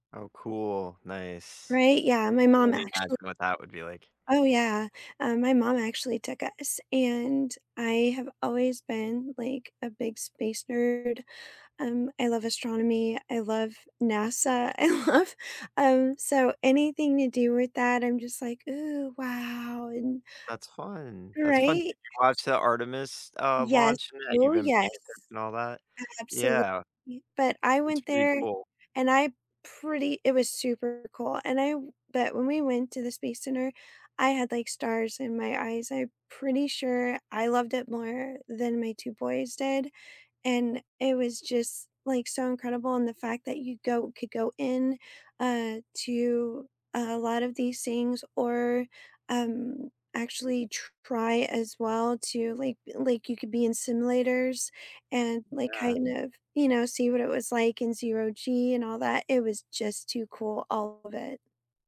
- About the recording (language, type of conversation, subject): English, unstructured, What field trips have sparked your curiosity?
- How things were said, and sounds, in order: tapping; laughing while speaking: "I love"; other background noise